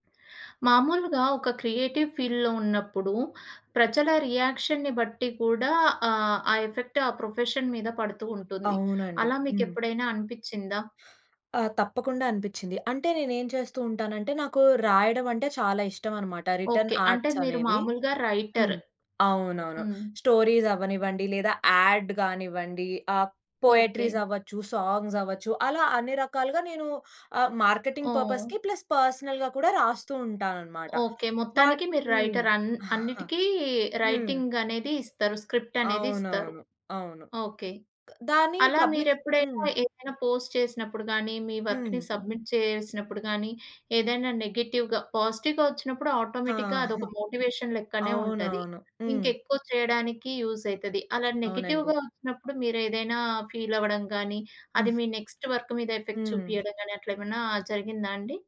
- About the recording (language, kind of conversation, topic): Telugu, podcast, పబ్లిక్ ప్రతిస్పందన మీ సృజనాత్మక ప్రక్రియను ఎలా మార్చుతుంది?
- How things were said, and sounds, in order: in English: "క్రియేటివ్ ఫీల్డ్‌లో"; in English: "రియాక్షన్‌ని"; in English: "ఎఫెక్ట్"; in English: "ప్రొఫెషన్"; other background noise; in English: "రిటర్న్ ఆర్ట్స్"; in English: "రైటర్"; in English: "స్టోరీస్"; in English: "యాడ్"; in English: "పోయెట్రీస్"; in English: "సాంగ్స్"; in English: "మార్కెటింగ్ పర్పస్‌కి ప్లస్ పర్సనల్‌గా"; in English: "రైటర్"; chuckle; in English: "స్క్రిప్ట్"; in English: "పోస్ట్"; in English: "పబ్లిక్"; in English: "వర్క్‌ని సబ్మిట్"; in English: "నెగెటివ్‌గా, పాజిటివ్‌గా"; in English: "ఆటోమేటిక్‌గా"; in English: "మోటివేషన్"; in English: "యూజ్"; in English: "నెగెటివ్‌గా"; in English: "ఫీల్"; in English: "నెక్స్ట్ వర్క్"; in English: "ఎఫెక్ట్"